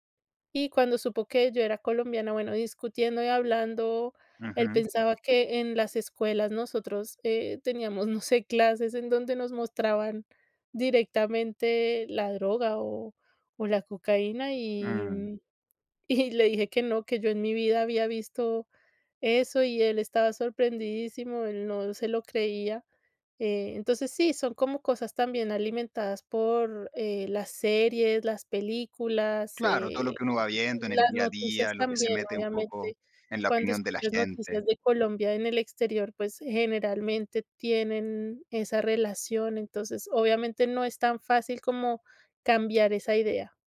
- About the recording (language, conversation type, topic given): Spanish, podcast, ¿Cómo respondes cuando te preguntan por tu origen?
- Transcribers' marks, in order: none